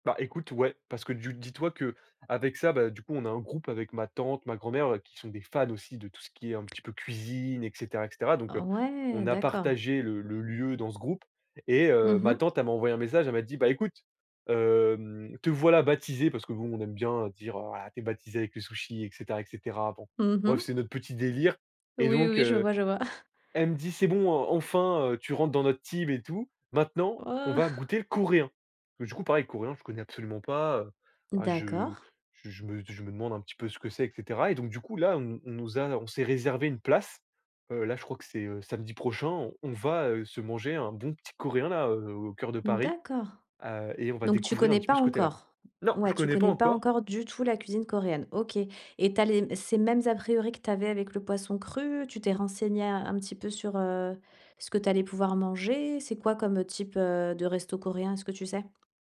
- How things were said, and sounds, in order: stressed: "cuisine"; chuckle
- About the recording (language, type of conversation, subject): French, podcast, Quelle découverte de cuisine de rue t’a le plus marqué ?